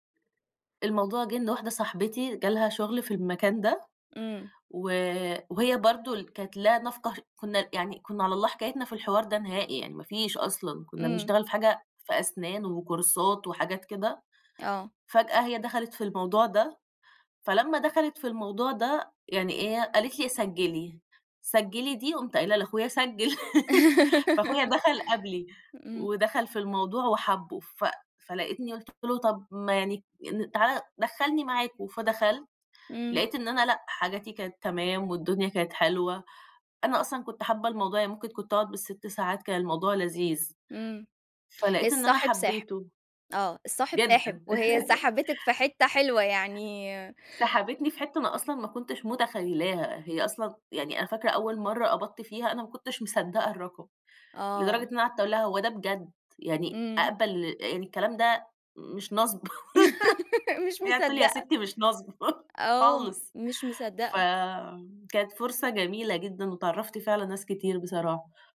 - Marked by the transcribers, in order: in English: "وكورسات"; laugh; laugh; laugh; chuckle
- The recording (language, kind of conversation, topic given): Arabic, podcast, إزاي دخلت مجال شغلك الحالي؟